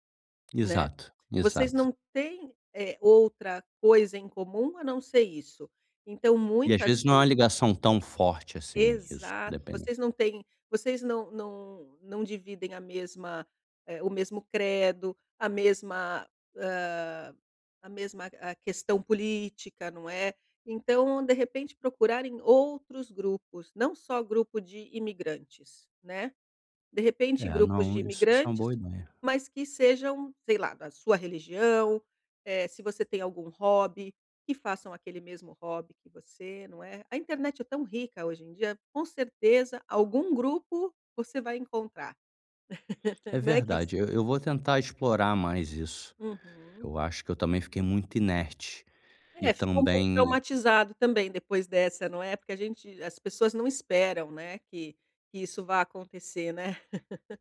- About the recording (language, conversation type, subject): Portuguese, advice, Como fazer novas amizades com uma rotina muito ocupada?
- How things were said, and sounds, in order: laugh; laugh